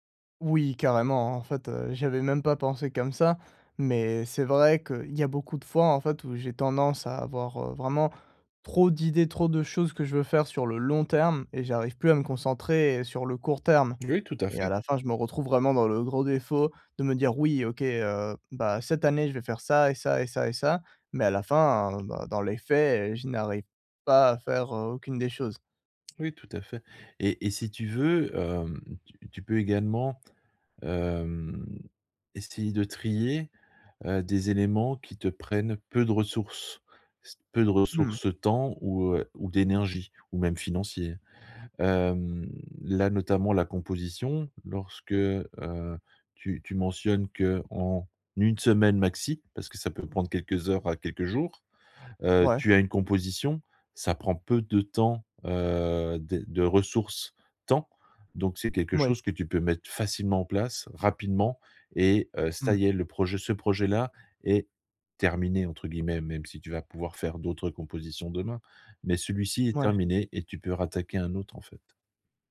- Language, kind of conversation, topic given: French, advice, Comment choisir quand j’ai trop d’idées et que je suis paralysé par le choix ?
- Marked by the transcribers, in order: other background noise